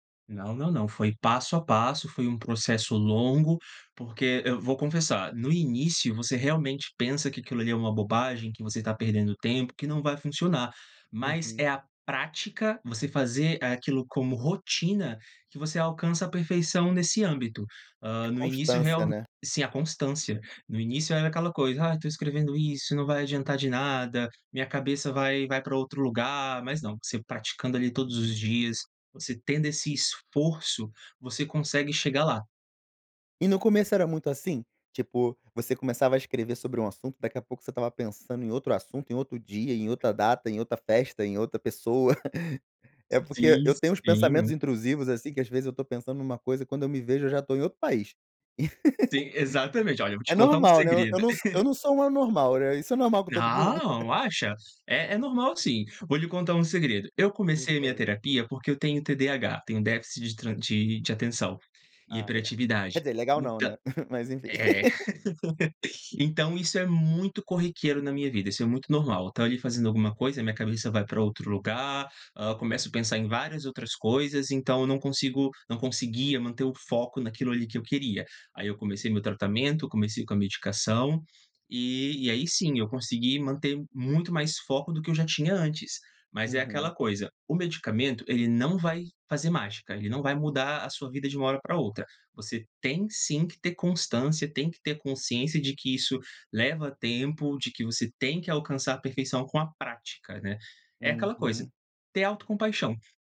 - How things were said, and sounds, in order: chuckle; chuckle; chuckle; tapping; unintelligible speech; laugh; chuckle; laugh
- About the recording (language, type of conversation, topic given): Portuguese, podcast, Como encaixar a autocompaixão na rotina corrida?